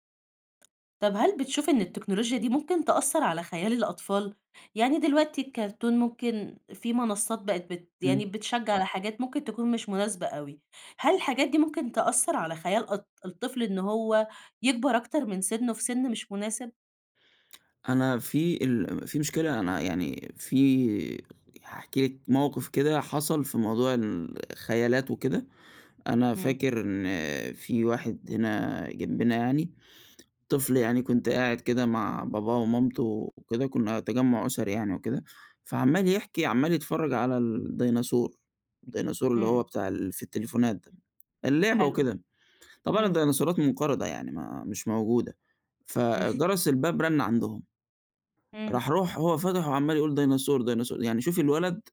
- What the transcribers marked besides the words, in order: tapping; laughing while speaking: "امم"
- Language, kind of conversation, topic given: Arabic, podcast, إزاي بتحدد حدود لاستخدام التكنولوجيا مع أسرتك؟